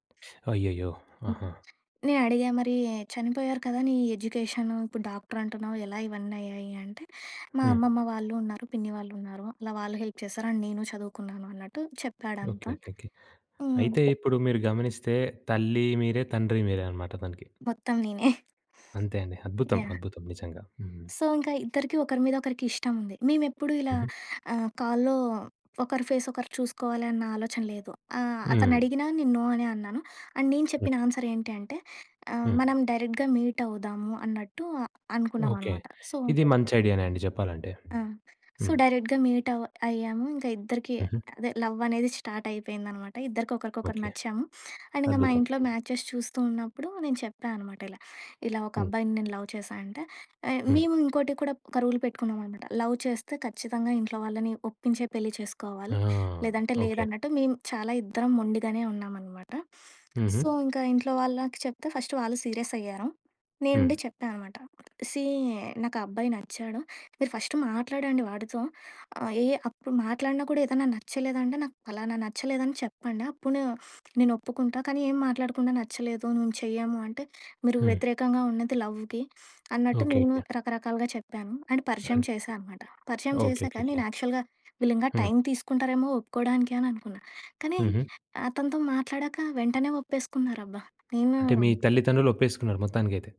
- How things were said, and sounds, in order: tapping; other background noise; in English: "హెల్ప్"; in English: "అండ్"; in English: "సో"; in English: "కాల్‌లో"; in English: "ఫేస్"; in English: "నో"; in English: "అండ్"; in English: "ఆన్సర్"; in English: "డైరెక్ట్‌గా మీట్"; in English: "సో"; in English: "సో డైరెక్ట్‌గా మీట్"; in English: "లవ్"; in English: "స్టార్ట్"; in English: "అండ్"; in English: "మ్యాచెస్"; in English: "లవ్"; in English: "రూల్"; in English: "లవ్"; in English: "సో"; in English: "ఫస్ట్"; in English: "సీరియస్"; in English: "సీ"; in English: "ఫస్ట్"; in English: "లవ్‌కి"; in English: "అండ్"; in English: "యాక్చువల్‌గా"; in English: "టైం"
- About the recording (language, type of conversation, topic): Telugu, podcast, ఆన్‌లైన్ పరిచయాలను వాస్తవ సంబంధాలుగా ఎలా మార్చుకుంటారు?